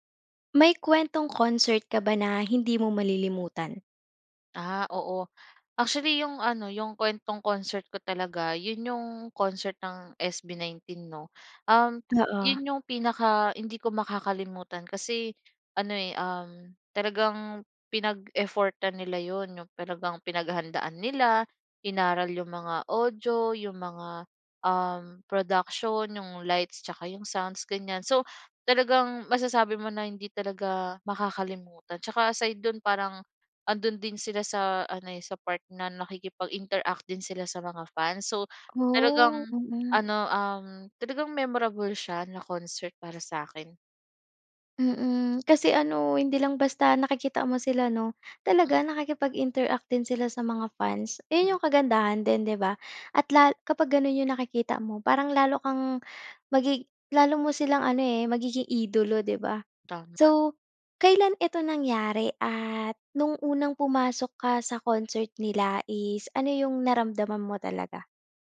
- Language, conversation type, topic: Filipino, podcast, Puwede mo bang ikuwento ang konsiyertong hindi mo malilimutan?
- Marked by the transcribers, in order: in English: "nakikipag-interact"; other background noise; in English: "nakikipag-interact"